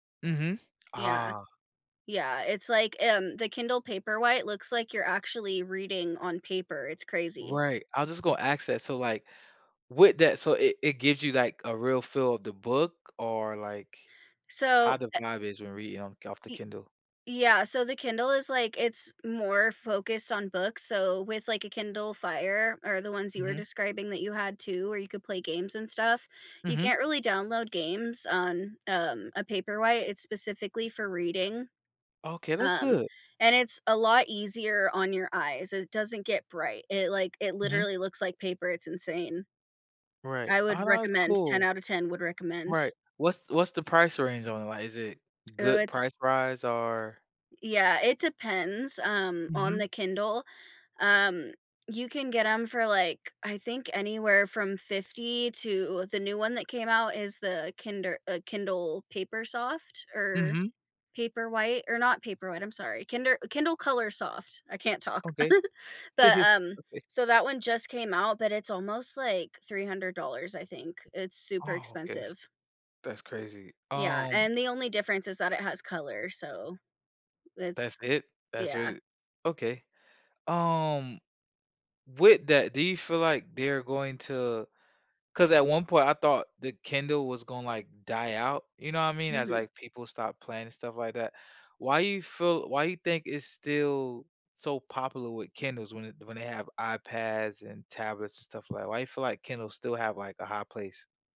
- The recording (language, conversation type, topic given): English, unstructured, What would change if you switched places with your favorite book character?
- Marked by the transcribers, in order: giggle; chuckle; laughing while speaking: "okay"; tapping